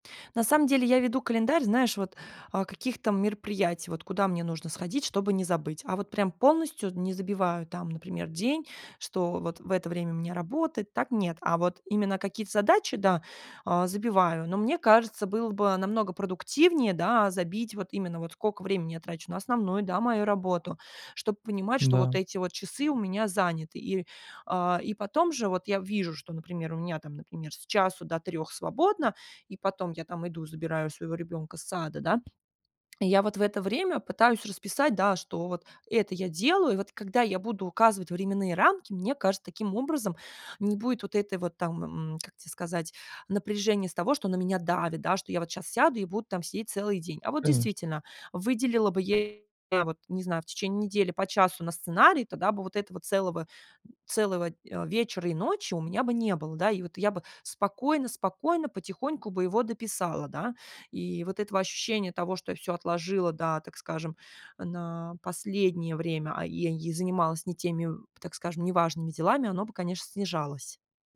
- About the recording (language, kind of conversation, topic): Russian, advice, Как мне избегать траты времени на неважные дела?
- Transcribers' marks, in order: tapping